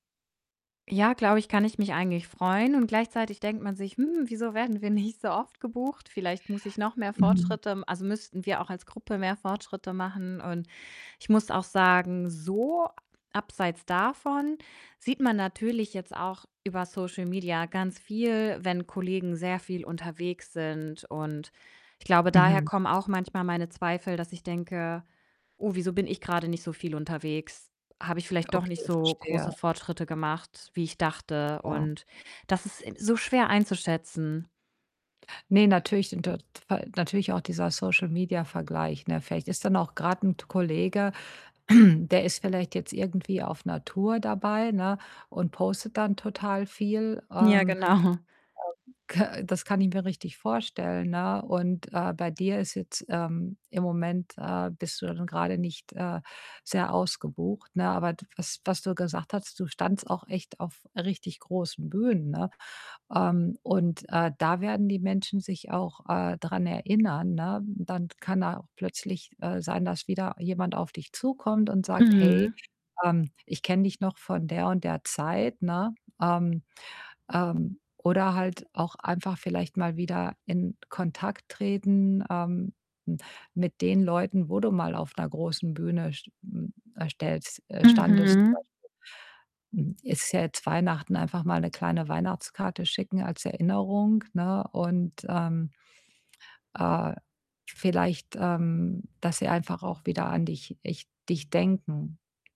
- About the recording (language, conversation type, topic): German, advice, Wie kann ich messbare Ziele setzen und meinen Fortschritt regelmäßig kontrollieren, damit ich diszipliniert bleibe?
- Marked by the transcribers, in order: distorted speech; laughing while speaking: "nicht so oft"; stressed: "so"; other background noise; static; unintelligible speech; throat clearing; laughing while speaking: "genau"